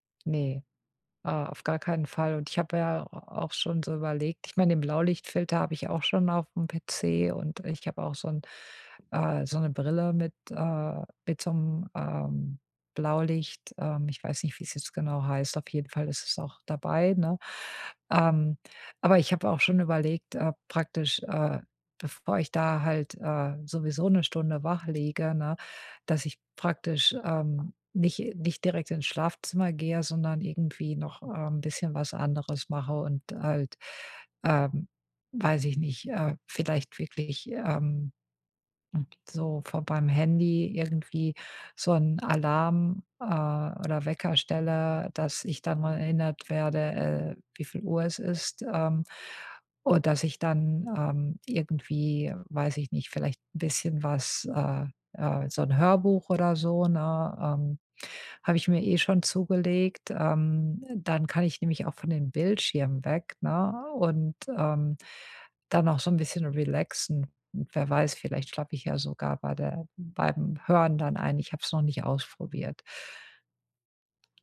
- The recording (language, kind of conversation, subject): German, advice, Wie kann ich trotz abendlicher Gerätenutzung besser einschlafen?
- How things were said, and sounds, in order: none